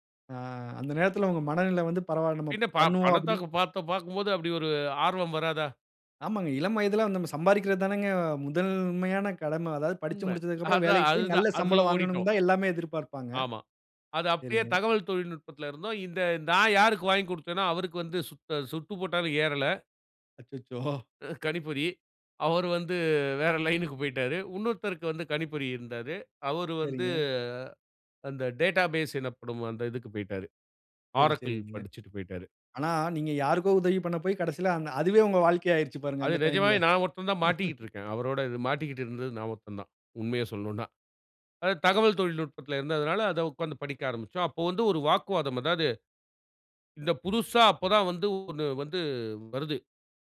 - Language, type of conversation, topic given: Tamil, podcast, வழிகாட்டியுடன் திறந்த உரையாடலை எப்படித் தொடங்குவது?
- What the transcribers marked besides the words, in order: other background noise; chuckle; in English: "டேட்டாபேஸ்"; laugh